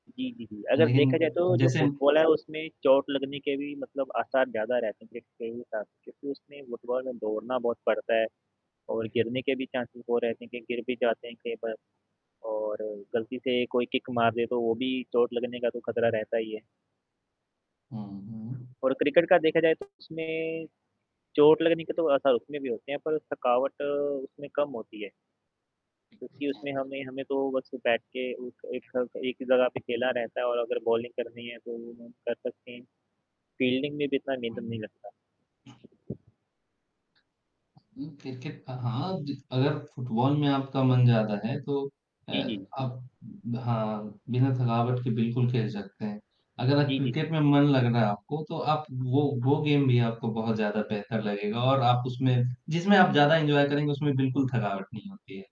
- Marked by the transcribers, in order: static; other background noise; in English: "चांससेज़"; in English: "किक"; distorted speech; unintelligible speech; in English: "बॉलिंग"; in English: "गेम"; in English: "एन्जॉय"
- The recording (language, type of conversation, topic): Hindi, unstructured, क्या आपको क्रिकेट खेलना ज्यादा पसंद है या फुटबॉल?